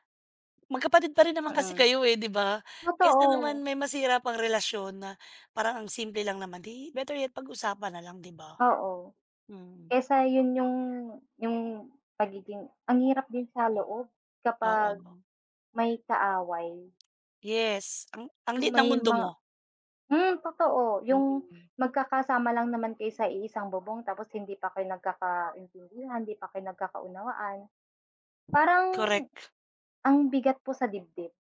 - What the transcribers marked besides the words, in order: none
- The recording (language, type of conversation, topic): Filipino, unstructured, Paano mo haharapin ang hindi pagkakaunawaan sa pamilya?